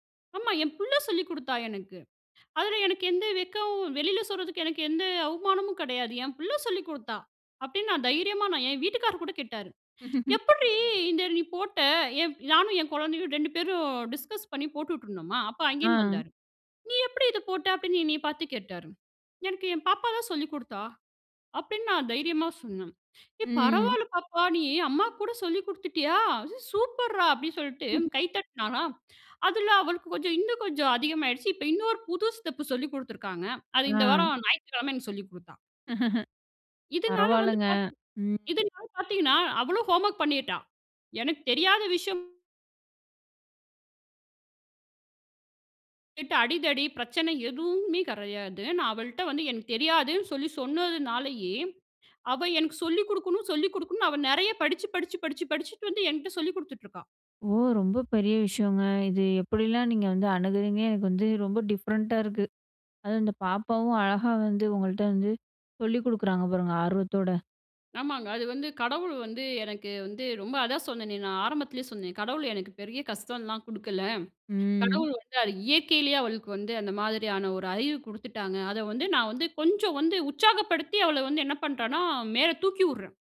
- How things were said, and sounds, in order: joyful: "என் புள்ள சொல்லிக் குடுத்தா"; laugh; in English: "டிஸ்கஸ்"; joyful: "ஏய், பரவால்ல பாப்பா, நீ அம்மாக்கு … சொல்ட்டு கை தட்டினாரா"; drawn out: "ம்"; chuckle; drawn out: "அ"; laugh; other background noise; in English: "டிஃப்ரெண்ட்டா"
- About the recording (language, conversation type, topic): Tamil, podcast, பிள்ளைகளின் வீட்டுப்பாடத்தைச் செய்ய உதவும்போது நீங்கள் எந்த அணுகுமுறையைப் பின்பற்றுகிறீர்கள்?